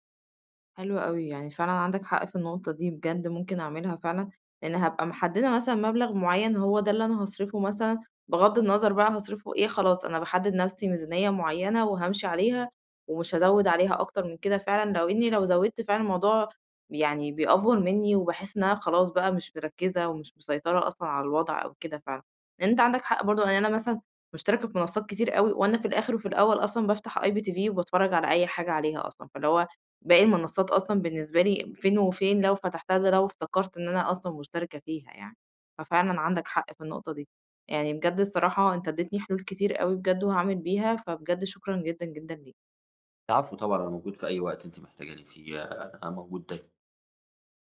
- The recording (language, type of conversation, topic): Arabic, advice, إزاي أفتكر وأتتبع كل الاشتراكات الشهرية المتكررة اللي بتسحب فلوس من غير ما آخد بالي؟
- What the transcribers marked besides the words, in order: in English: "بيأفور"; tapping